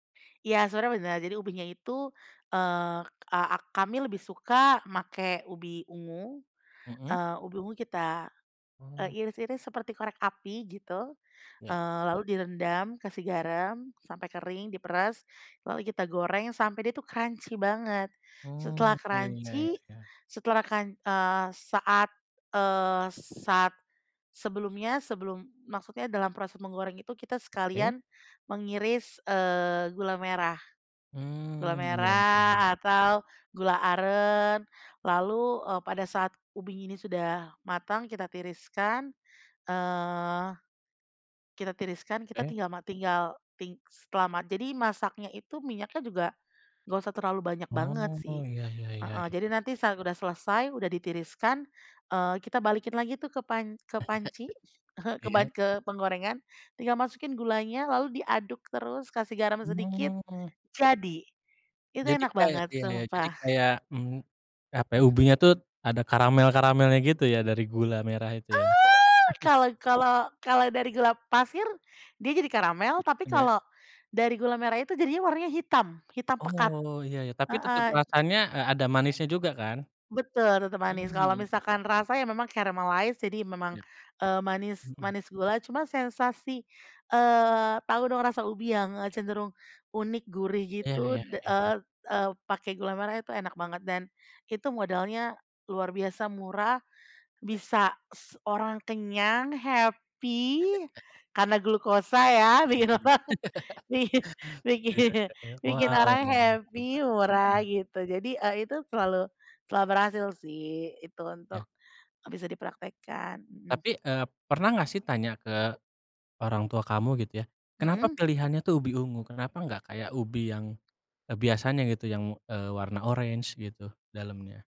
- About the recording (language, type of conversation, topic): Indonesian, podcast, Bisa ceritakan resep sederhana yang selalu berhasil menenangkan suasana?
- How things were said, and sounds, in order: "pake" said as "make"; tapping; in English: "crunchy"; in English: "crunchy"; other background noise; chuckle; surprised: "Eee"; chuckle; in English: "caramalize"; chuckle; in English: "happy"; other noise; laugh; laughing while speaking: "bikin orang i bikin"; in English: "happy"; in English: "orange"